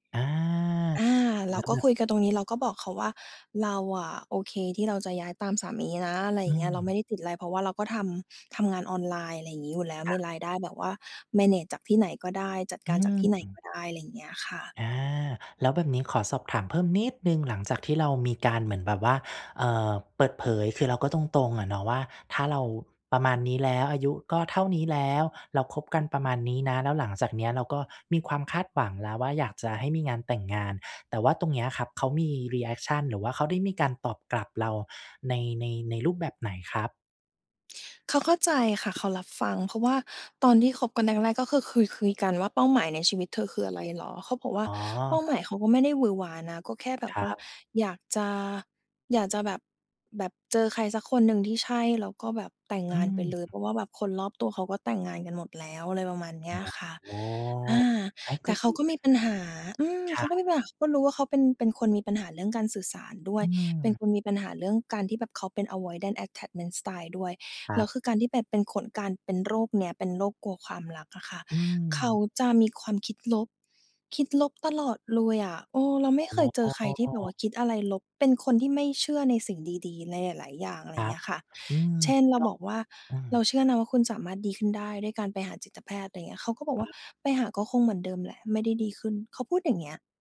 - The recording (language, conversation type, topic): Thai, advice, ฉันควรสื่อสารกับแฟนอย่างไรเมื่อมีความขัดแย้งเพื่อแก้ไขอย่างสร้างสรรค์?
- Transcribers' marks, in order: in English: "แมเนจ"; in English: "รีแอกชัน"